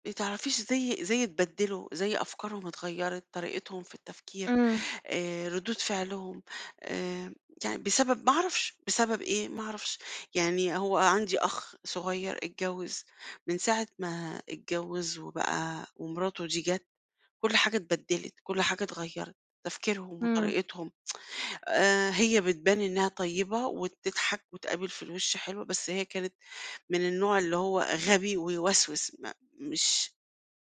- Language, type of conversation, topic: Arabic, advice, إزاي أوصف إحساسي إني بلعب دور في العيلة مش بيعبر عني؟
- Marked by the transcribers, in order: tsk